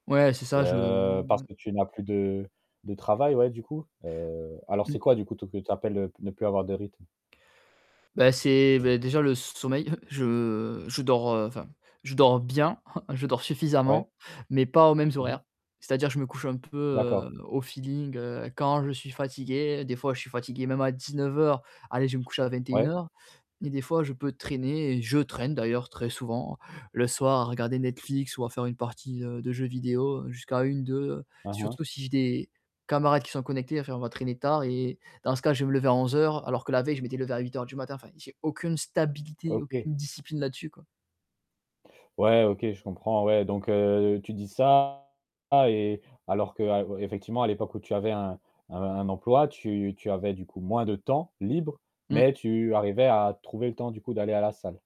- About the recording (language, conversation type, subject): French, advice, Pourquoi ai-je tendance à remettre à plus tard mes séances d’exercice prévues ?
- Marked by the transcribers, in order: static; distorted speech; chuckle; tapping